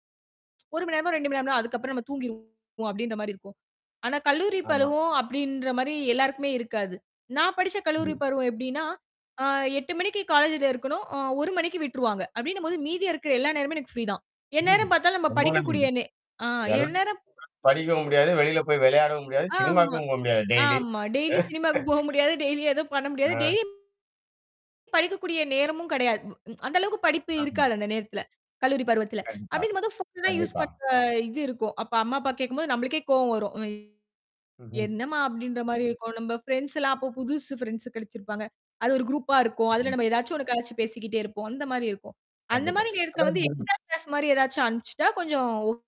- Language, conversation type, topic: Tamil, podcast, குழந்தைகளின் திரை நேரத்தை நீங்கள் எப்படி கட்டுப்படுத்த வேண்டும் என்று நினைக்கிறீர்கள்?
- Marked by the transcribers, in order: other background noise; distorted speech; mechanical hum; static; unintelligible speech; in English: "டெய்லி"; laughing while speaking: "போக முடியாது. டெய்லி எதும் பண்ண முடியாது"; in English: "டெய்லி"; chuckle; other noise; tapping; in English: "யூஸ்"; in English: "குரூப்பா"; in English: "எக்ஸ்ட்ரா கிளாஸ்"